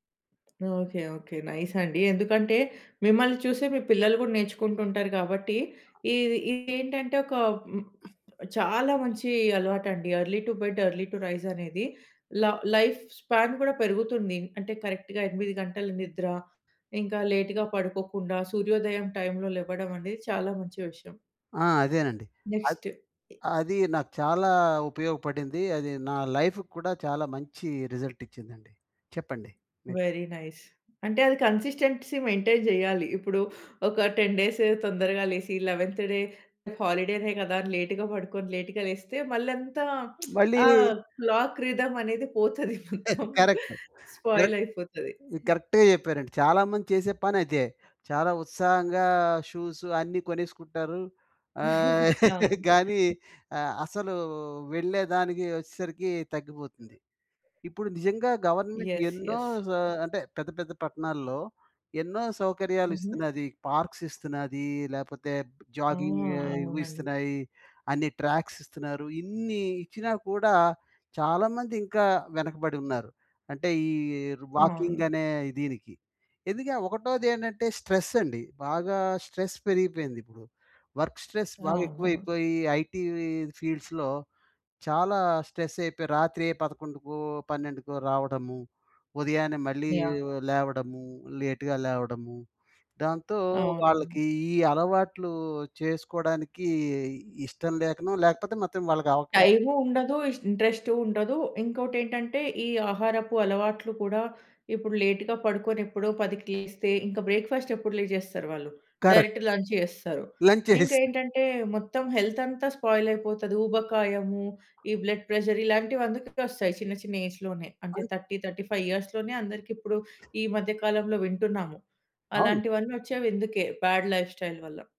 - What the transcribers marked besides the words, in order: in English: "నైస్"; other noise; in English: "ఎర్లీ టు బెడ్, ఎర్లీ టు రైజ్"; in English: "లైఫ్ స్పాన్"; in English: "కరెక్ట్‌గా"; in English: "లేట్‌గా"; in English: "టైమ్‌లో"; in English: "నెక్స్ట్"; in English: "లైఫ్‌కి"; in English: "రిజల్ట్"; other background noise; in English: "వెరీ నైస్"; in English: "కన్సిస్టెన్సీ మెయింటైన్"; in English: "టెన్ డేస్"; in English: "లెవెన్త్ డే హాలిడేనే"; in English: "లేట్‌గా"; in English: "లేట్‌గా"; tapping; lip smack; in English: "క్లాక్ రిథమ్"; chuckle; in English: "కరెక్ట్. కరెక్ట్. కరెక్ట్‌గా"; laughing while speaking: "పోతది మొత్తం. స్పాయిల్ అయిపోతది"; in English: "స్పాయిల్"; laugh; chuckle; in English: "గవర్నమెంట్"; in English: "యస్. యస్"; in English: "పార్క్స్"; in English: "జాగింగ్"; in English: "ట్రాక్స్"; in English: "వాకింగ్"; in English: "స్ట్రెస్"; in English: "స్ట్రెస్"; in English: "వర్క్ స్ట్రెస్"; in English: "ఐటీ ఫీల్డ్స్‌లో"; in English: "స్ట్రెస్"; in English: "లేట్‌గా"; in English: "ఇంట్రెస్ట్"; in English: "లేట్‌గా"; in English: "బ్రేక్‌ఫాస్ట్"; in English: "డైరెక్ట్ లంచ్"; in English: "కరెక్ట్"; in English: "లంచ్"; in English: "హెల్త్"; in English: "స్పాయిల్"; in English: "బ్లడ్ ప్రెషర్"; in English: "ఏజ్‌లోనే"; in English: "థర్టీ థర్టీ ఫైవ్ ఇయర్స్‌లోనే"; in English: "బ్యాడ్ లైఫ్‌స్టైల్"
- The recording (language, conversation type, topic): Telugu, podcast, రోజూ ఏ అలవాట్లు మానసిక ధైర్యాన్ని పెంచడంలో సహాయపడతాయి?